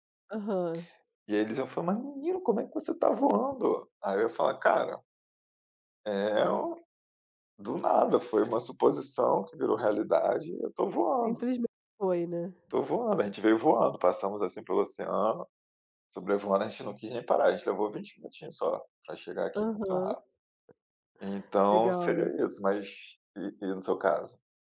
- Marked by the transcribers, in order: tapping
- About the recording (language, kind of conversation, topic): Portuguese, unstructured, O que você faria primeiro se pudesse voar como um pássaro?